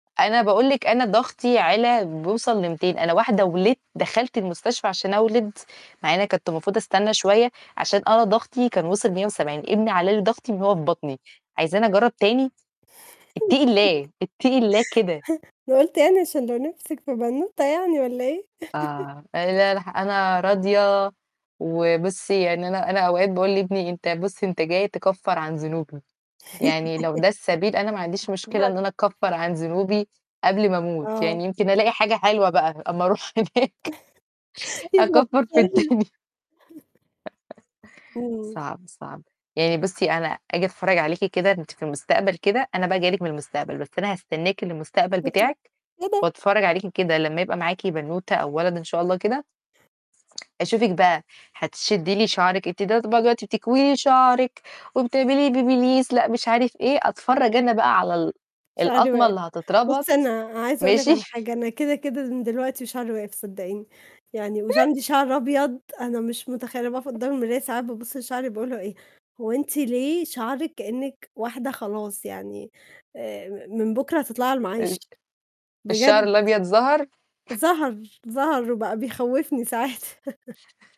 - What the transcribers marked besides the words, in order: static; laugh; unintelligible speech; laugh; laugh; other noise; distorted speech; laughing while speaking: "أما أروح هناك"; chuckle; unintelligible speech; chuckle; tapping; laughing while speaking: "الدنيا"; laugh; unintelligible speech; unintelligible speech; laughing while speaking: "ماشي؟"; chuckle; unintelligible speech; chuckle
- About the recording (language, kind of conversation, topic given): Arabic, unstructured, إيه الحاجة اللي لسه بتفرّحك رغم مرور السنين؟